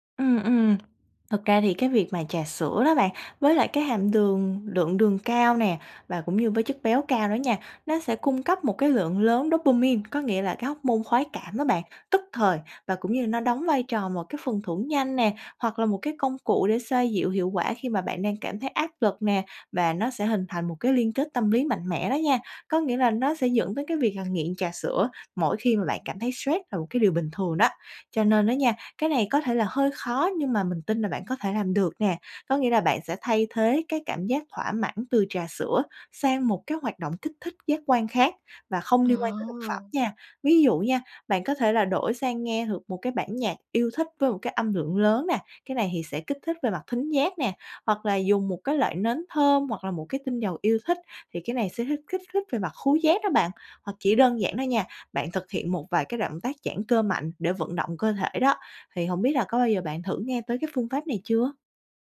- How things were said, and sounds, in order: tapping; in English: "dopamine"; "được" said as "hược"; other background noise
- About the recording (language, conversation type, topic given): Vietnamese, advice, Bạn có thường dùng rượu hoặc chất khác khi quá áp lực không?